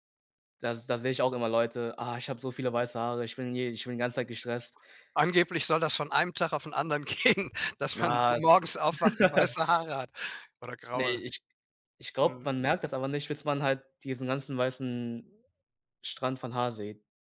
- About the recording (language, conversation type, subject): German, unstructured, Wie gehst du im Alltag mit Stress um?
- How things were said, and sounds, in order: other background noise; laughing while speaking: "gehen"; chuckle